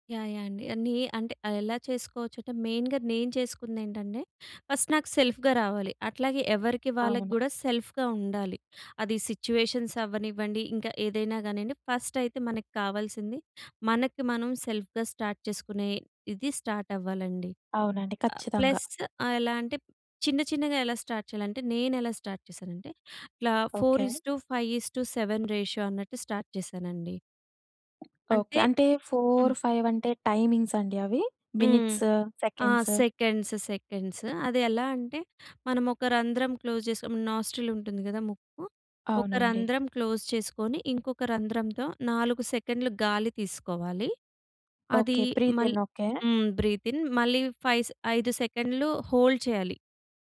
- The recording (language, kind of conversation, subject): Telugu, podcast, శ్వాసపై దృష్టి పెట్టడం మీకు ఎలా సహాయపడింది?
- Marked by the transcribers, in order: in English: "మెయిన్‍గా"; in English: "ఫస్ట్"; in English: "సెల్ఫ్‌గా"; other background noise; in English: "సెల్ఫ్‌గా"; in English: "సిట్యుయేషన్స్"; in English: "ఫస్ట్"; in English: "సెల్ఫ్‌గా స్టార్ట్"; in English: "స్టార్ట్"; in English: "ప్లస్"; in English: "స్టార్ట్"; in English: "స్టార్ట్"; in English: "ఫోర్ ఈస్టు ఫైవ్ ఈస్టు సెవెన్ రేషియో"; in English: "స్టార్ట్"; in English: "మినిట్స్ సెకండ్స్"; in English: "సెకండ్స్ సెకండ్స్"; in English: "క్లోజ్"; in English: "నాస్ట్రిల్"; in English: "క్లోజ్"; in English: "బ్రీత్ ఇన్"; in English: "బ్రీత్ ఇన్"; in English: "ఫైవ్"; in English: "హోల్డ్"